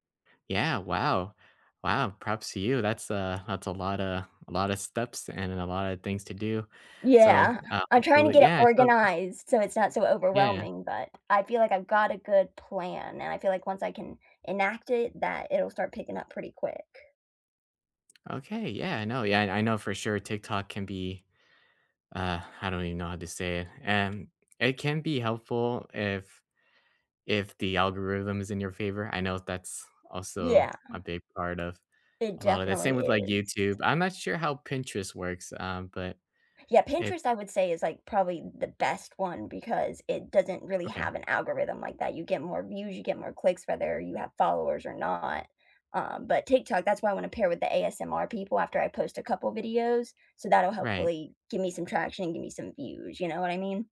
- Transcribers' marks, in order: tapping
- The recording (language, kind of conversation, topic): English, unstructured, What are you excited to learn this year, and what is the first small step you will take?
- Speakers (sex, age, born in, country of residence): female, 25-29, United States, United States; male, 25-29, United States, United States